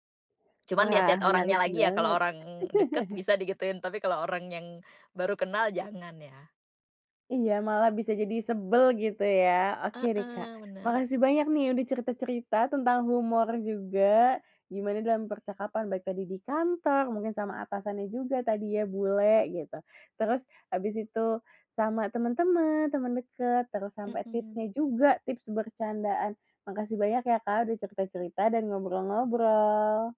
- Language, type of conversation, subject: Indonesian, podcast, Bagaimana kamu menggunakan humor dalam percakapan?
- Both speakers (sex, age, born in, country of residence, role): female, 20-24, Indonesia, Indonesia, host; female, 35-39, Indonesia, Indonesia, guest
- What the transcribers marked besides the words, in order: laugh; in English: "tips"